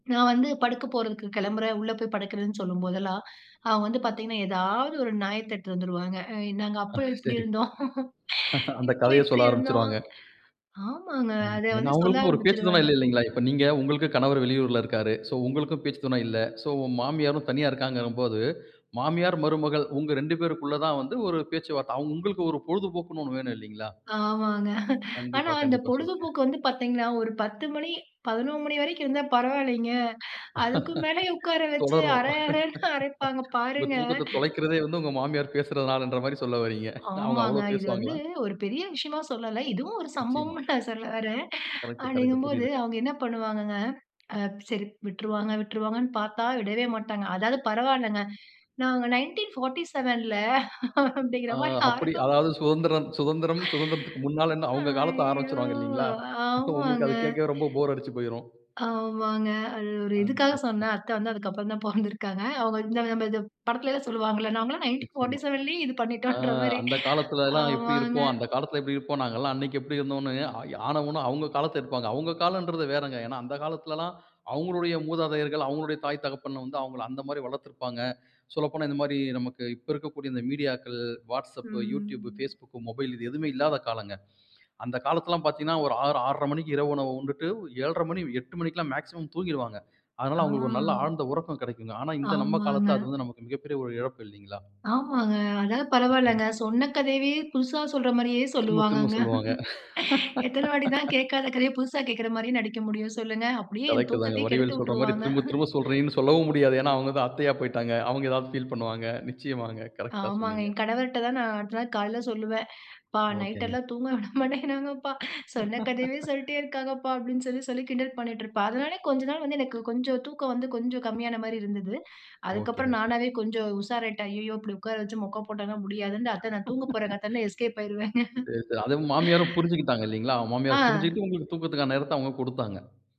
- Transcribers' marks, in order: other background noise; chuckle; chuckle; in English: "சோ"; chuckle; laughing while speaking: "தொடரும்"; laughing while speaking: "அரை அரைன்னு அரைப்பாங்க. பாருங்க!"; laughing while speaking: "சம்பவம்ன்னு"; other noise; in English: "நையன்டீன் ஃபார்ட்டி செவன்ல"; laughing while speaking: "அப்பிடீங்கிற மாரி ஆர"; sigh; drawn out: "ஐயோ! ஆமாங்க"; laughing while speaking: "உங்களுக்கு"; laughing while speaking: "பொறந்திருக்காங்க"; drawn out: "அ"; laughing while speaking: "பண்ணிட்டோம்கிற"; drawn out: "ஆமாங்க"; drawn out: "ம்"; in English: "மொபைல்"; in English: "மேக்ஸிமம்"; drawn out: "அ"; drawn out: "ஆமாங்க"; tapping; chuckle; laugh; chuckle; in English: "ஃபீல்"; laughing while speaking: "விட மாட்டேங்கிறாங்கப்பா"; laugh; laugh; in English: "எஸ்கேப்"; chuckle
- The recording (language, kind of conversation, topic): Tamil, podcast, உங்களுக்கு தூக்கம் வரப் போகிறது என்று எப்படி உணர்கிறீர்கள்?